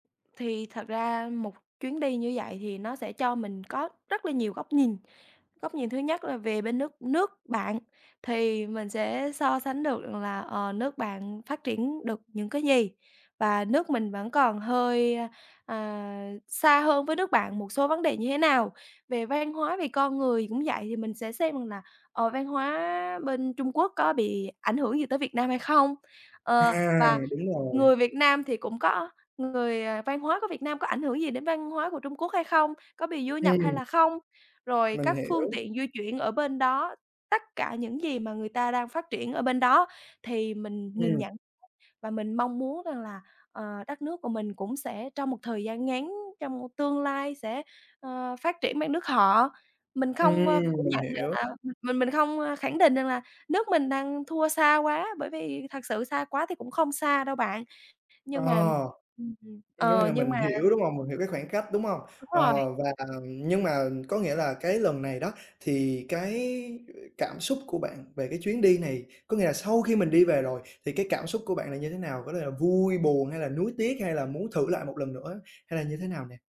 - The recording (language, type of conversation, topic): Vietnamese, podcast, Bạn đã từng có chuyến du lịch để đời chưa? Kể xem?
- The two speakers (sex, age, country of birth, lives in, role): female, 20-24, Vietnam, Vietnam, guest; male, 20-24, Vietnam, Vietnam, host
- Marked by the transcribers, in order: tapping